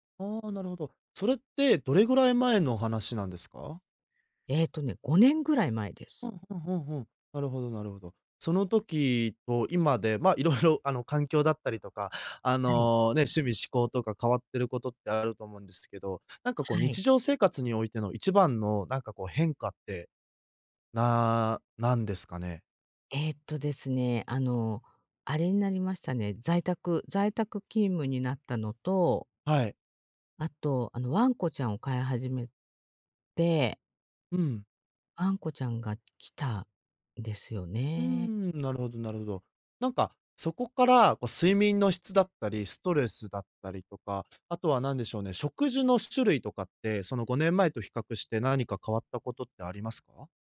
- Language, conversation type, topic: Japanese, advice, 筋力向上や体重減少が停滞しているのはなぜですか？
- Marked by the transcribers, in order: laughing while speaking: "色々"